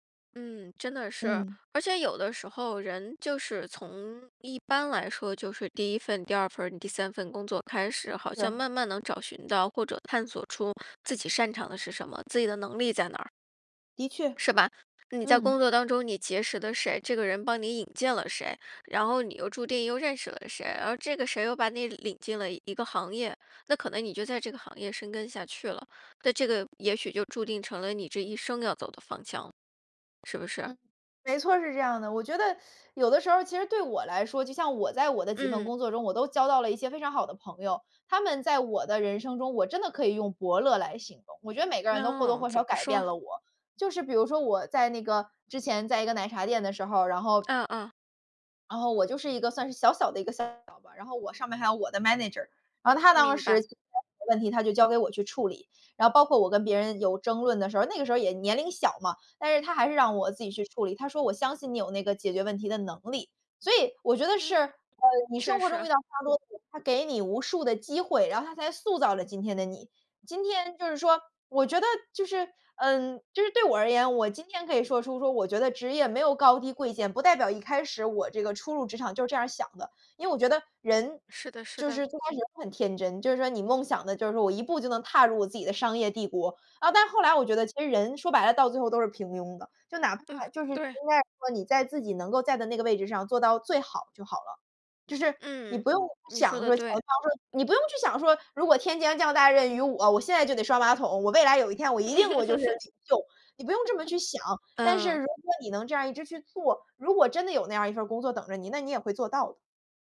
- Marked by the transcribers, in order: in English: "Sale"; in English: "Manager"; unintelligible speech; unintelligible speech; unintelligible speech; laugh
- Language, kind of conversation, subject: Chinese, podcast, 工作对你来说代表了什么？